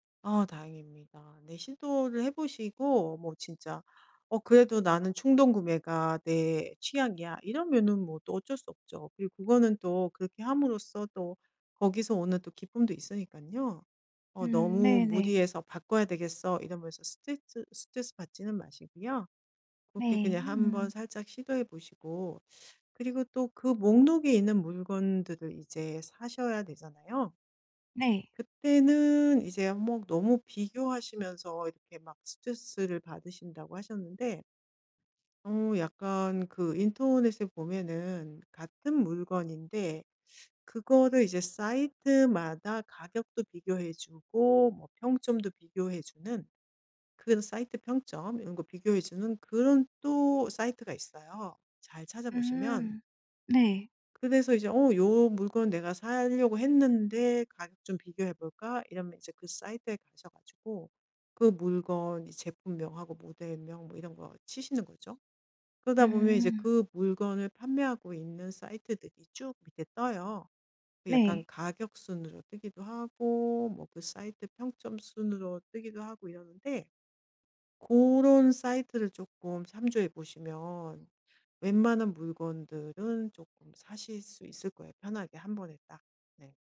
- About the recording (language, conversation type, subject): Korean, advice, 쇼핑 스트레스를 줄이면서 효율적으로 물건을 사려면 어떻게 해야 하나요?
- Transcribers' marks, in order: other background noise